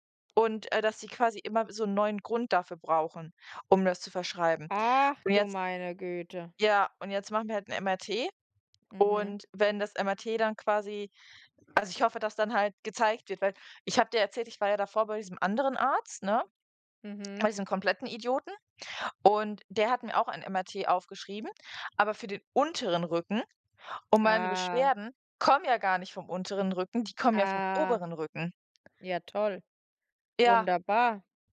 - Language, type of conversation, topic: German, unstructured, Findest du, dass das Schulsystem dich ausreichend auf das Leben vorbereitet?
- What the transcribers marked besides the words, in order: drawn out: "Ach"; other background noise; stressed: "unteren"; drawn out: "Ah"; drawn out: "Ah"; stressed: "oberen"